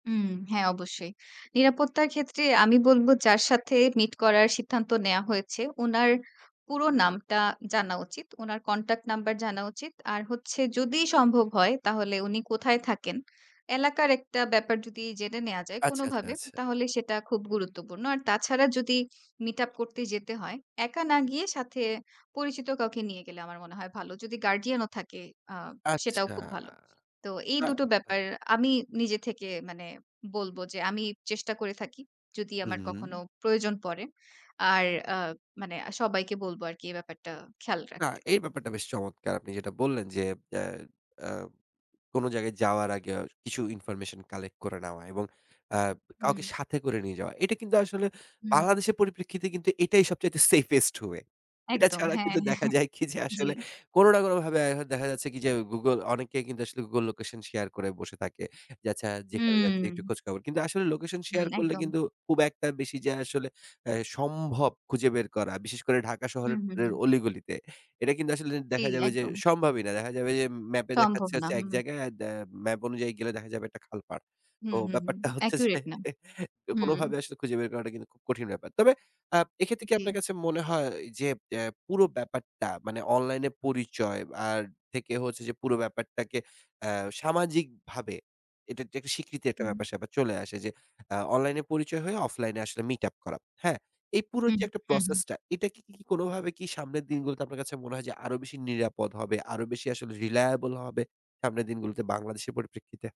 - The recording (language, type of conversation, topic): Bengali, podcast, অনলাইন পরিচয় বেশি নিরাপদ, নাকি সরাসরি দেখা করে মিট-আপ—তুমি কী বলবে?
- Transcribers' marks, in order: tapping; laughing while speaking: "দেখা যায় কি যে আসলে"; laughing while speaking: "হ্যাঁ"; drawn out: "হুম"; laughing while speaking: "যে"; chuckle; in English: "রিলায়েবল"